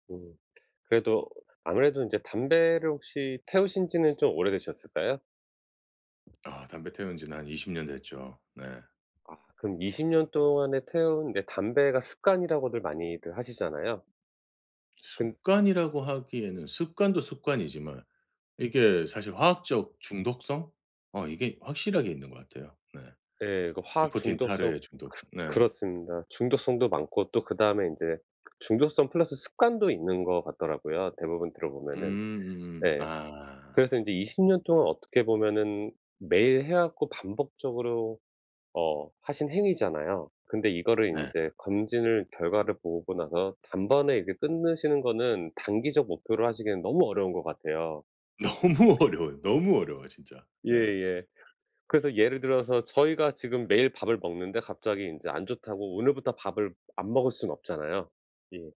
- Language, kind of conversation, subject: Korean, advice, 유혹을 느낄 때 어떻게 하면 잘 막을 수 있나요?
- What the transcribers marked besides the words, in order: other background noise; laughing while speaking: "너무"